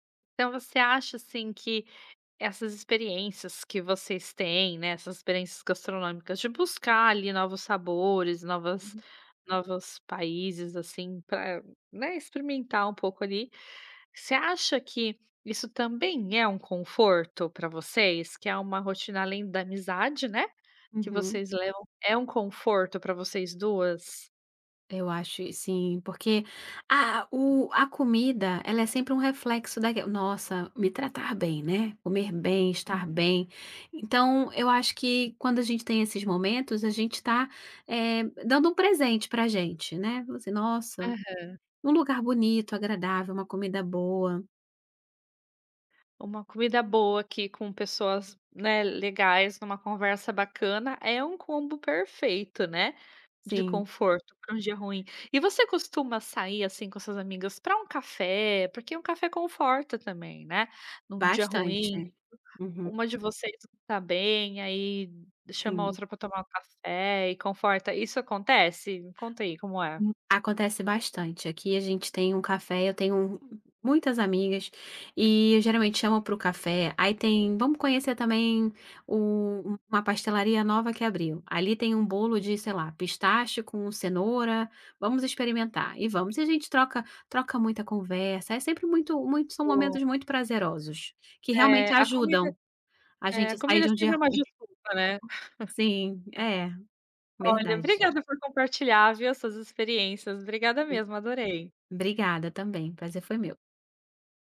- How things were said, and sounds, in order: other background noise
- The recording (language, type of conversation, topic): Portuguese, podcast, Que comida te conforta num dia ruim?